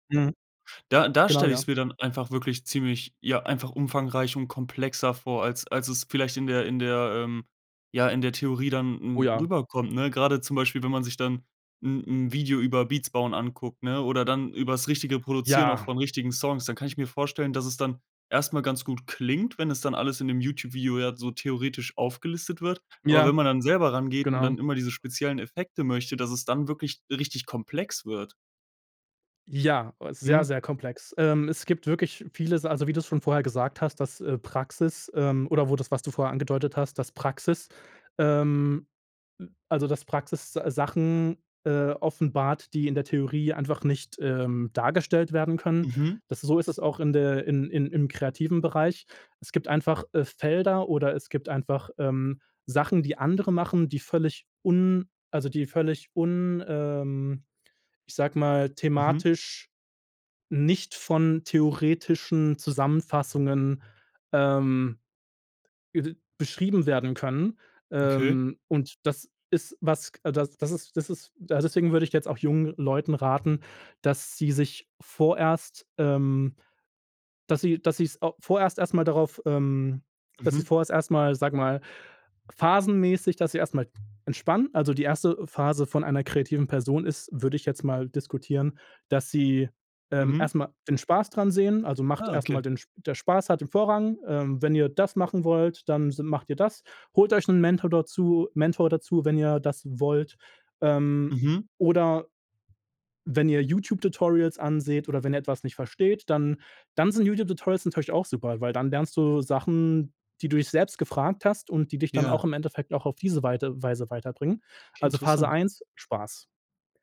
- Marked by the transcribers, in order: background speech; other background noise
- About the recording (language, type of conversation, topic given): German, podcast, Was würdest du jungen Leuten raten, die kreativ wachsen wollen?